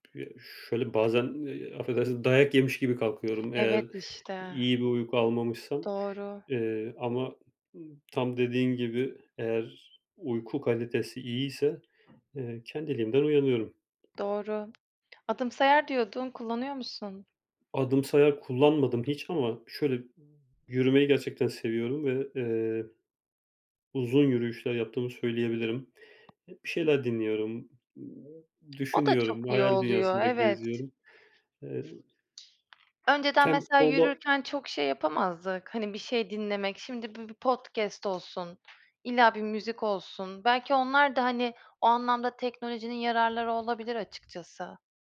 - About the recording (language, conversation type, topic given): Turkish, unstructured, Sağlıklı kalmak için günlük alışkanlıklarınız nelerdir?
- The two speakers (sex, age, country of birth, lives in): female, 35-39, Turkey, Greece; male, 45-49, Turkey, Germany
- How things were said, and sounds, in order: other background noise; tapping